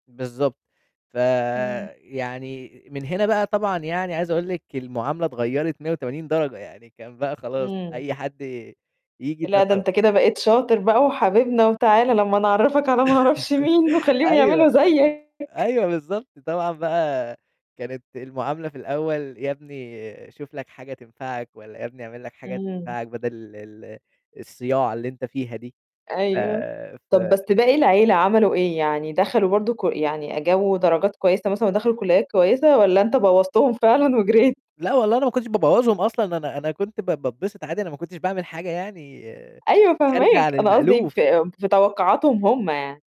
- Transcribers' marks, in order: unintelligible speech; laughing while speaking: "لما نعرّفك على ما أعرفش مين وخليهم يعملوا زيك"; chuckle
- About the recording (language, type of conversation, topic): Arabic, podcast, إزاي بتتعاملوا مع تنميط الناس ليكم أو الأفكار الغلط اللي واخداها عنكم؟
- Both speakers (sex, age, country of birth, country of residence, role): female, 30-34, Egypt, Egypt, host; male, 20-24, Egypt, Egypt, guest